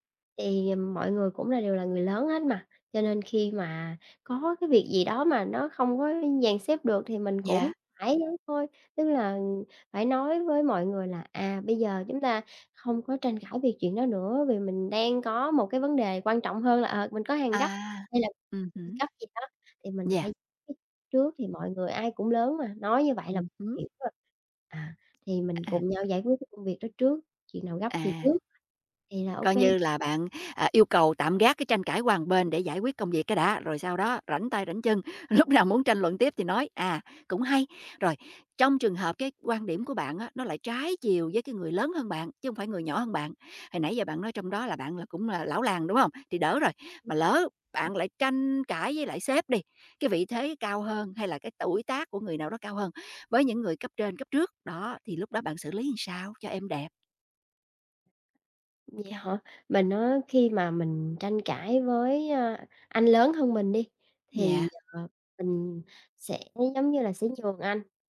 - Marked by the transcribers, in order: tapping; other background noise; "một" said as "ờn"; laughing while speaking: "lúc nào"; "làm" said as "ừn"
- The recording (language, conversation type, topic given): Vietnamese, podcast, Làm thế nào để bày tỏ ý kiến trái chiều mà vẫn tôn trọng?